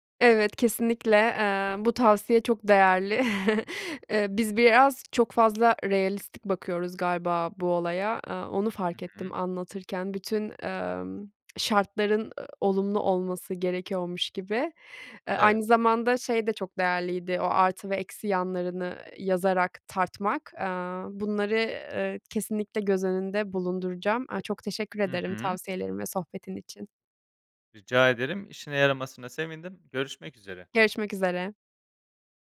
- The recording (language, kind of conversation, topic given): Turkish, advice, Çocuk sahibi olma veya olmama kararı
- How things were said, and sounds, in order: chuckle